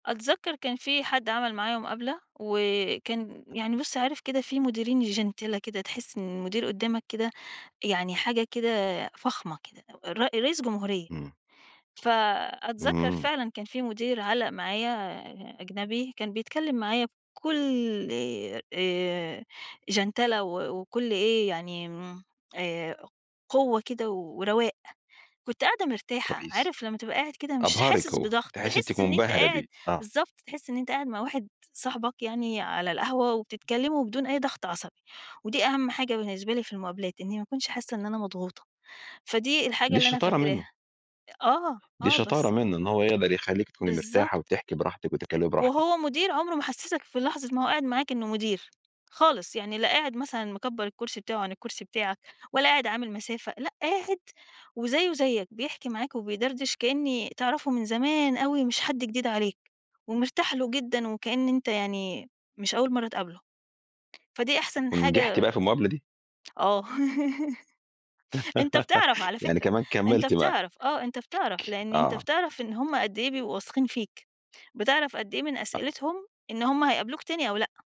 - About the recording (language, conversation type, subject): Arabic, podcast, إزاي بتجهّز لمقابلة شغل؟
- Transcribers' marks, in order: other background noise; in English: "جِنتلة"; in English: "جَنتلة"; laugh; unintelligible speech; tapping